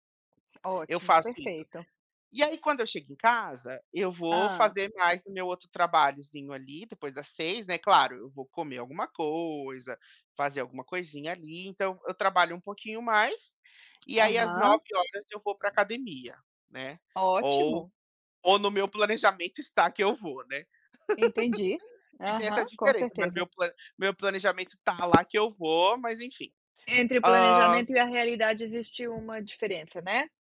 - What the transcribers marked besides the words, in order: tapping; other background noise; laugh
- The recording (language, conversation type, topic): Portuguese, advice, Como posso me sentir mais motivado de manhã quando acordo sem energia?